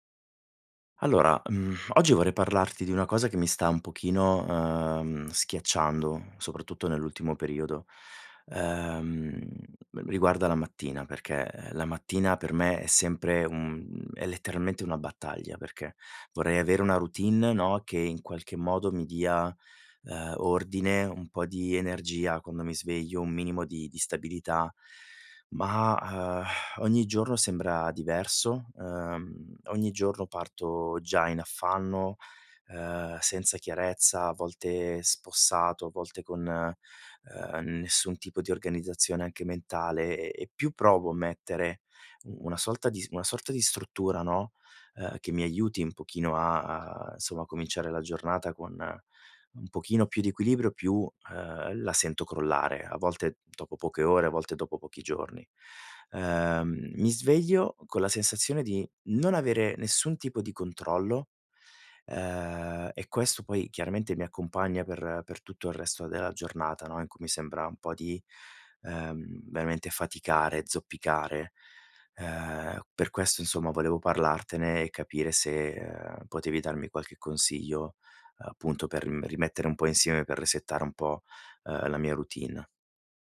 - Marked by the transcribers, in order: other background noise; sigh; "sorta" said as "solta"; in English: "resettare"
- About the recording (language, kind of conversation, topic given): Italian, advice, Perché faccio fatica a mantenere una routine mattutina?